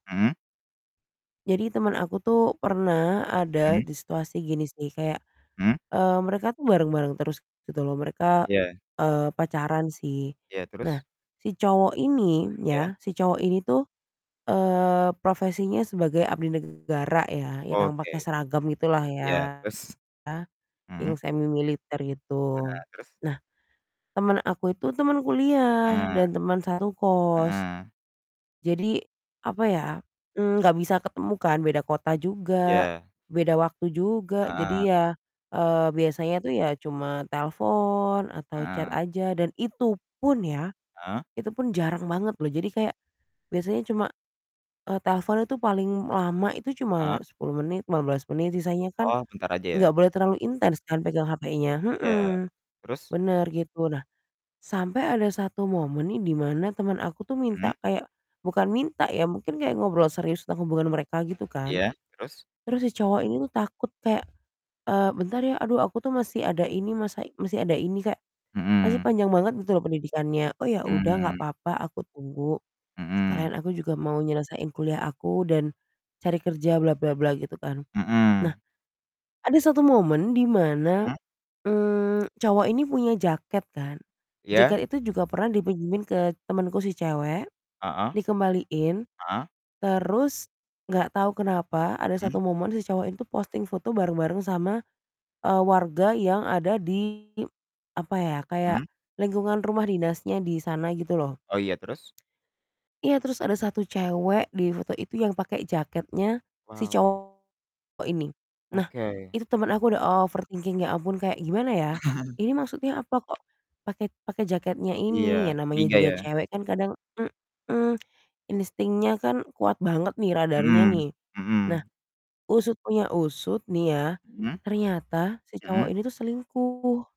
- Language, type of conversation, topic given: Indonesian, unstructured, Apa pendapatmu tentang pasangan yang sering berbohong?
- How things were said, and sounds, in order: distorted speech; in English: "chat"; other background noise; tapping; in English: "overthinking"; chuckle